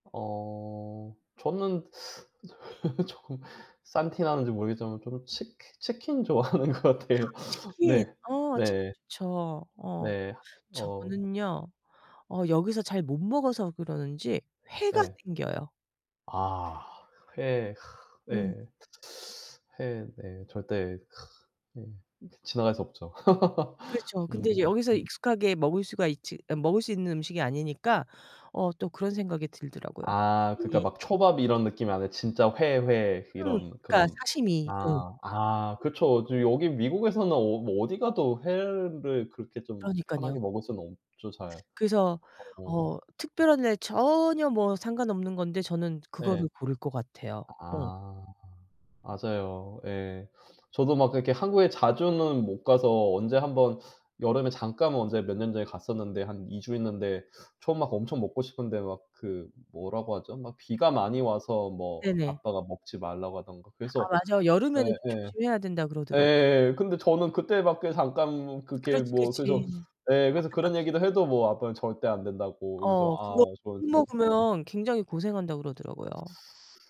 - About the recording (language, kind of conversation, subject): Korean, unstructured, 특별한 날에는 어떤 음식을 즐겨 드시나요?
- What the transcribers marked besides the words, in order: laugh; laughing while speaking: "조금"; laughing while speaking: "좋아하는 것 같아요"; other noise; other background noise; laugh